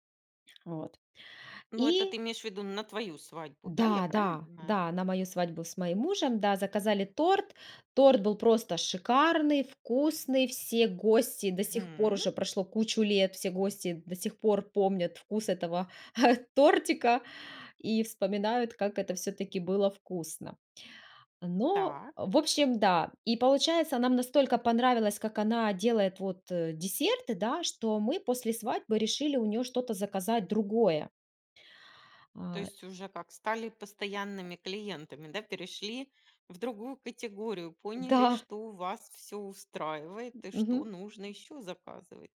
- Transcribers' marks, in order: chuckle; other background noise
- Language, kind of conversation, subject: Russian, podcast, Какое у вас самое тёплое кулинарное воспоминание?